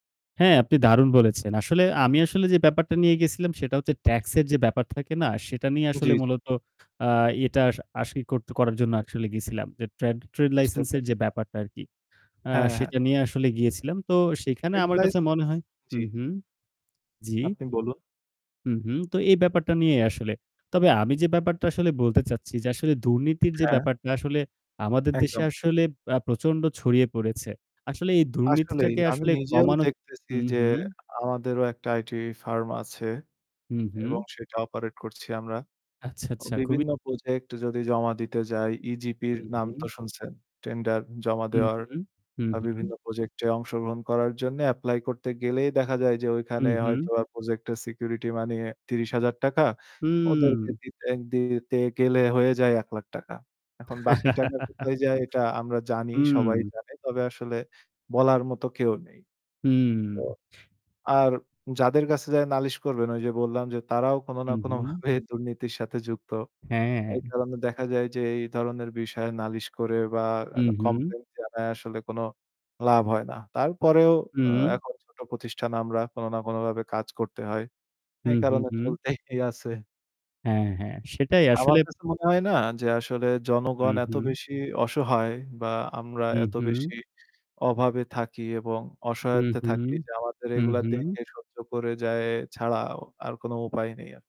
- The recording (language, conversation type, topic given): Bengali, unstructured, দুর্নীতি সমাজে কেন এত শক্তিশালী হয়ে উঠেছে?
- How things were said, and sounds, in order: other background noise; distorted speech; "গিয়েছিলাম" said as "গিছিলাম"; tapping; static; in English: "IT firm"; chuckle; "যেয়ে" said as "যায়ে"; laughing while speaking: "কোনোভাবে"; laughing while speaking: "চলতেই"; "যাওয়া" said as "যায়ে"